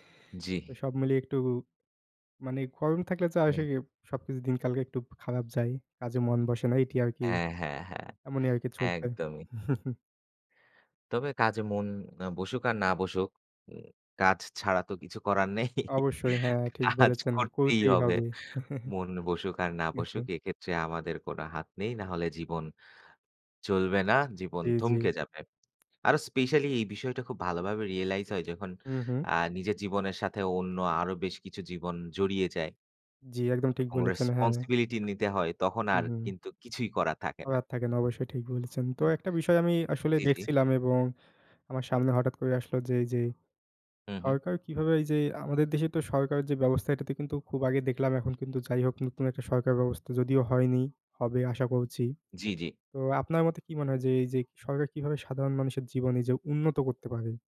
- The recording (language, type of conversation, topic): Bengali, unstructured, সরকার কীভাবে সাধারণ মানুষের জীবনমান উন্নত করতে পারে?
- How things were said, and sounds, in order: other background noise; chuckle; laughing while speaking: "নেই। কাজ করতেই হবে"; chuckle; tapping; in English: "realize"; in English: "responsibility"